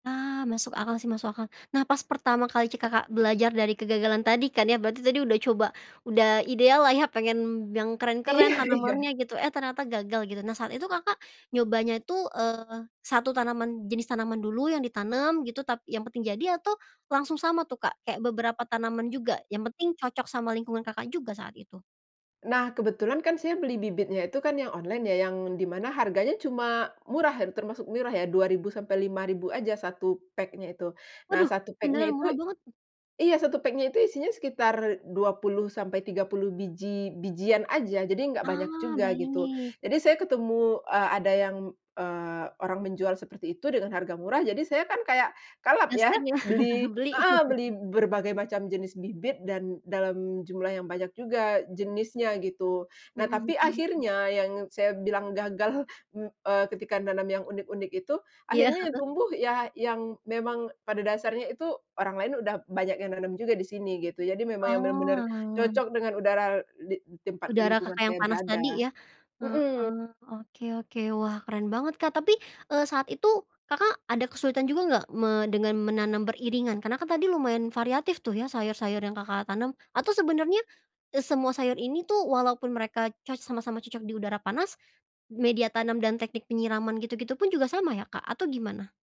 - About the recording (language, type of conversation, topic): Indonesian, podcast, Apa tips penting untuk mulai berkebun di rumah?
- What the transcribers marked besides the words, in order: laughing while speaking: "Iya"; other background noise; chuckle; laughing while speaking: "gagal"